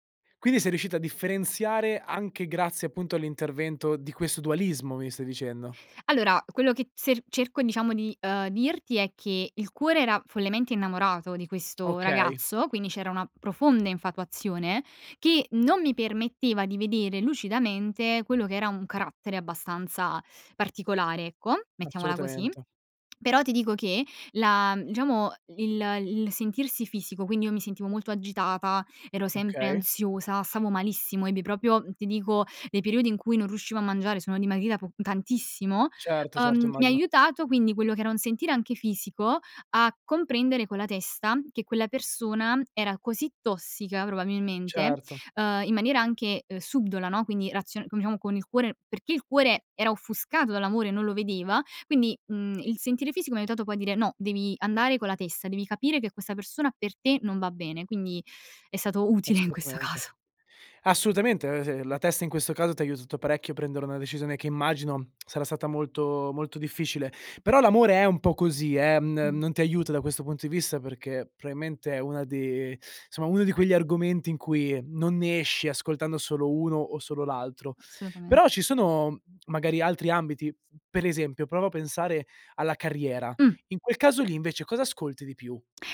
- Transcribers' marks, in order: inhale; "proprio" said as "propio"; laughing while speaking: "utile in questo caso"; tsk; "probabilmente" said as "praimente"; other background noise
- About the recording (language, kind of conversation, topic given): Italian, podcast, Quando è giusto seguire il cuore e quando la testa?